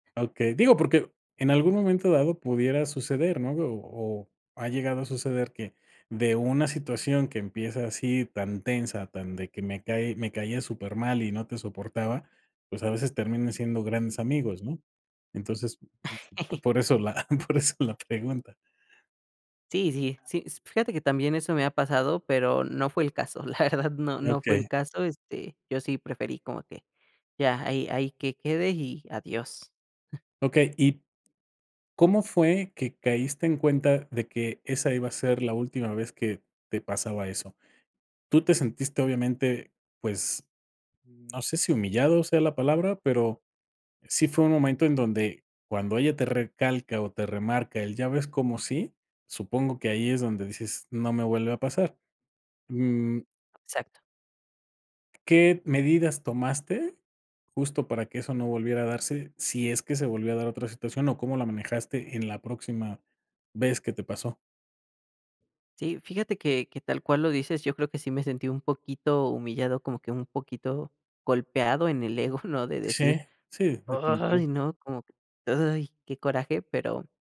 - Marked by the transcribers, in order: laugh; unintelligible speech; laughing while speaking: "por eso la pregunta"; laughing while speaking: "la verdad"; tapping; giggle; put-on voice: "Ay, no"
- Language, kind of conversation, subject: Spanish, podcast, ¿Cuál fue un momento que cambió tu vida por completo?